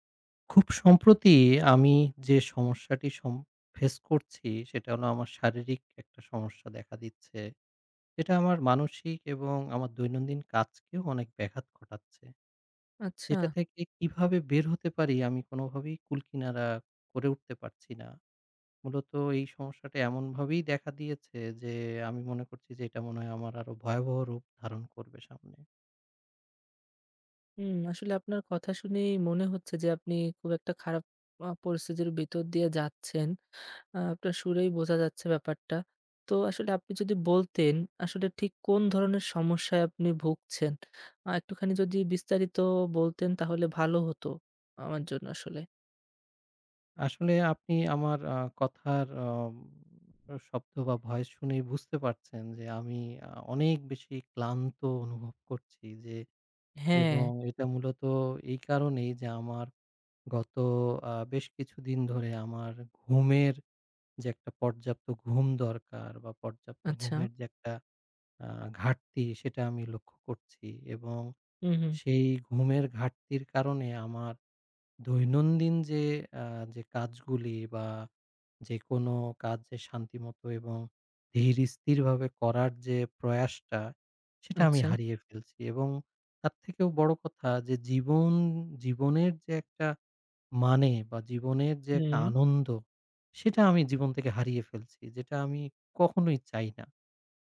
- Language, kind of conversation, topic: Bengali, advice, ঘুমের ঘাটতি এবং ক্রমাগত অতিরিক্ত উদ্বেগ সম্পর্কে আপনি কেমন অনুভব করছেন?
- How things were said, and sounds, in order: tapping; other background noise